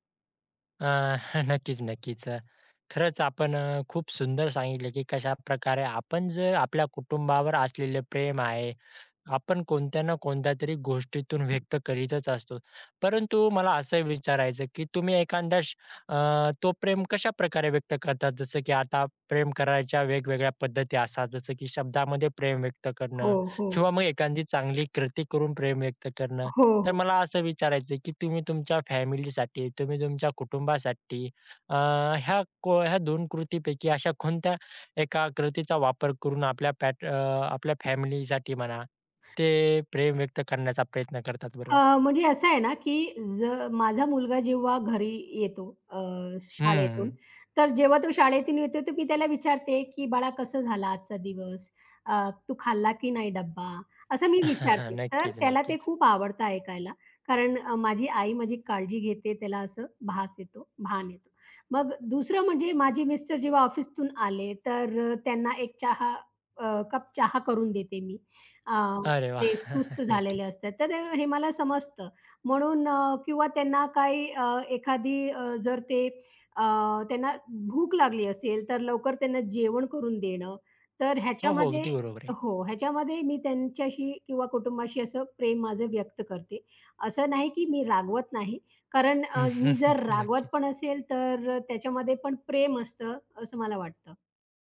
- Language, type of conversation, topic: Marathi, podcast, कुटुंबात तुम्ही प्रेम कसे व्यक्त करता?
- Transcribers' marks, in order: laughing while speaking: "नक्कीच नक्कीच"; tapping; other background noise; laughing while speaking: "नक्कीच नक्कीच"; laughing while speaking: "अरे वाह! नक्कीच"; chuckle; laughing while speaking: "नक्कीच"